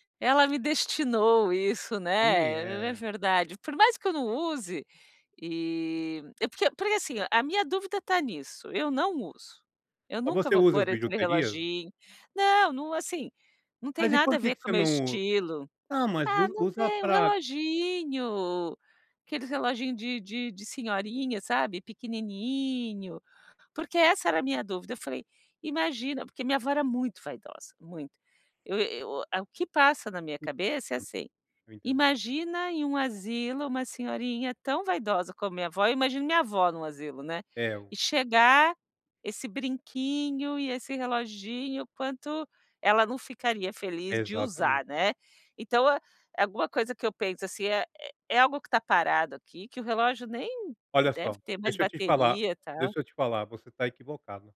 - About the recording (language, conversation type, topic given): Portuguese, advice, Como posso criar mais memórias em vez de acumular objetos?
- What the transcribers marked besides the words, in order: none